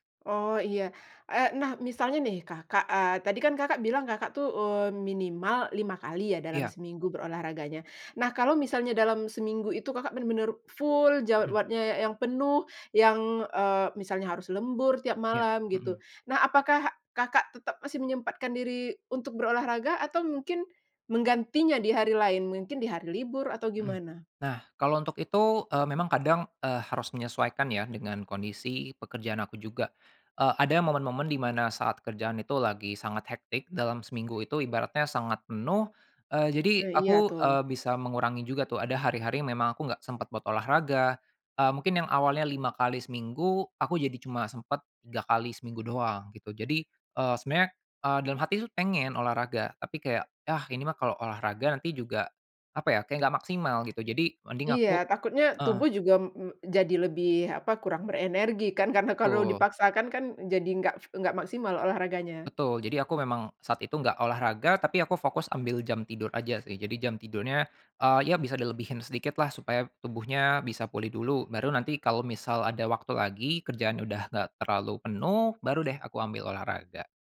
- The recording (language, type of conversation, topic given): Indonesian, podcast, Bagaimana pengalamanmu membentuk kebiasaan olahraga rutin?
- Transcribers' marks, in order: "jadwalnya" said as "jadwadnya"